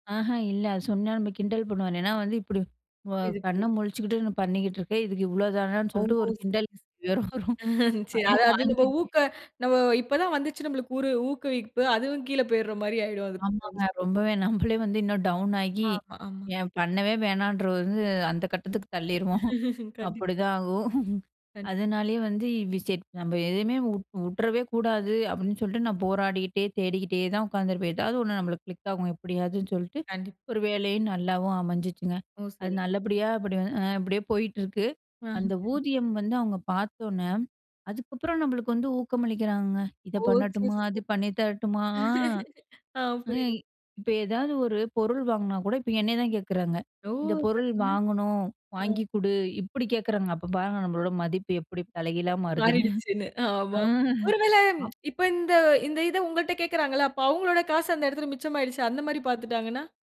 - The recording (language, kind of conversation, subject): Tamil, podcast, மீண்டும் ஆர்வம் வர உதவிய ஒரு சிறிய ஊக்கமளிக்கும் சம்பவத்தைப் பகிர முடியுமா?
- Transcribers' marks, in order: laugh; chuckle; other noise; chuckle; chuckle; tsk; chuckle